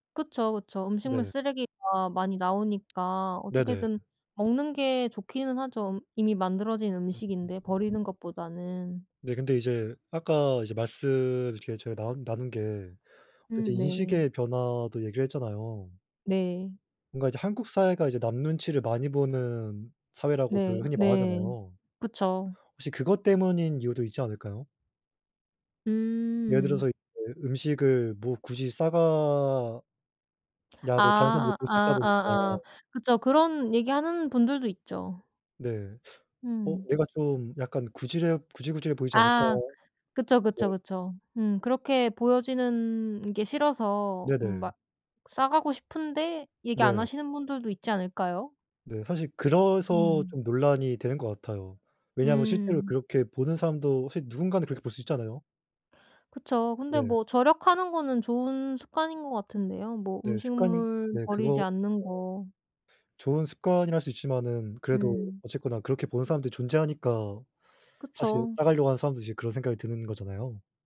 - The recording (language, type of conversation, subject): Korean, unstructured, 식당에서 남긴 음식을 가져가는 게 왜 논란이 될까?
- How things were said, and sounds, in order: "그래서" said as "그러서"